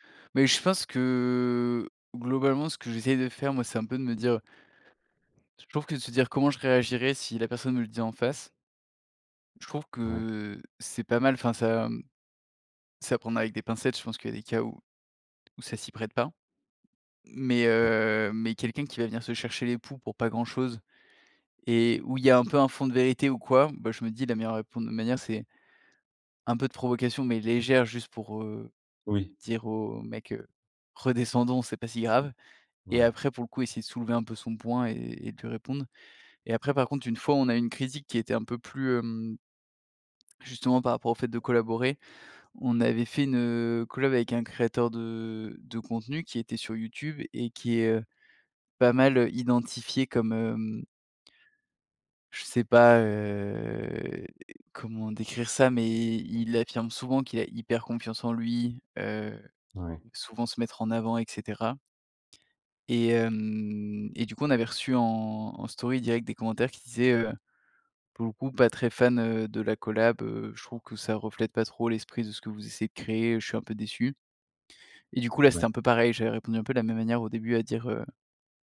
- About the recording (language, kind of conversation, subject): French, podcast, Comment faire pour collaborer sans perdre son style ?
- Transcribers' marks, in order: drawn out: "que"; tapping; drawn out: "heu"; "collaboration" said as "collab"